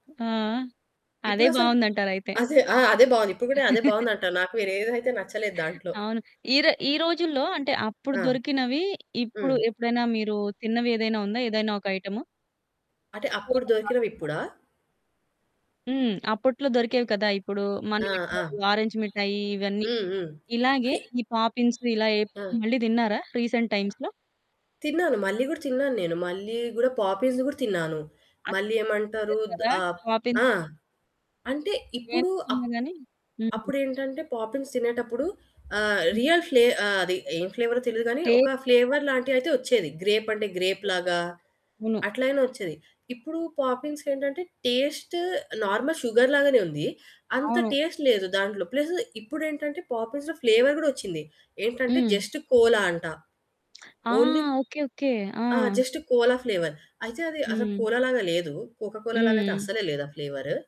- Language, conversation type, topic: Telugu, podcast, మీ చిన్నప్పట్లో మీకు ఆరామాన్ని కలిగించిన ఆహారం గురించి చెప్పగలరా?
- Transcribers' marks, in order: other background noise; static; laugh; distorted speech; background speech; in English: "రీసెంట్ టైమ్స్‌లో"; in English: "పాపిన్స్"; unintelligible speech; in English: "పాపిన్స్"; in English: "రియల్"; in English: "ఫ్లేవర్"; in English: "గ్రేప్"; in English: "గ్రేప్"; in English: "పాపిన్స్"; in English: "నార్మల్ షుగర్"; in English: "టేస్ట్"; in English: "పాపిన్స్‌లో ఫ్లేవర్"; in English: "జస్ట్"; in English: "ఓన్లీ"; in English: "జస్ట్"; in English: "ఫ్లేవర్"